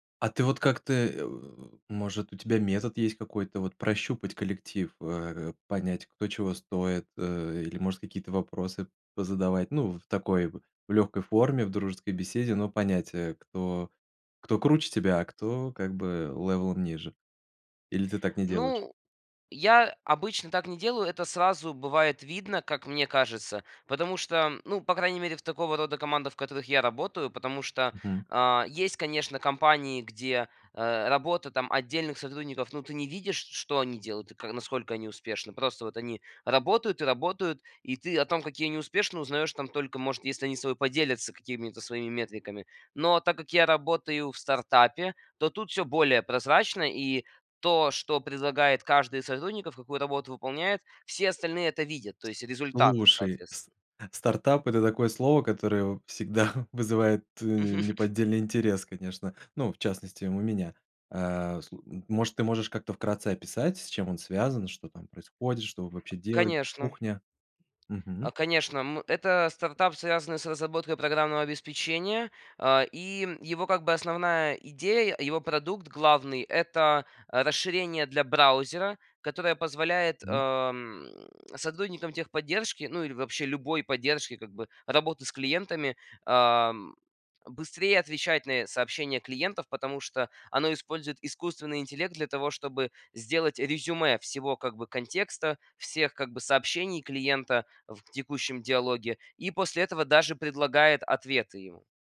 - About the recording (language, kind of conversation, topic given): Russian, podcast, Как вы выстраиваете доверие в команде?
- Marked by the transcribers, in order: laughing while speaking: "в всегда"; laughing while speaking: "Мгм"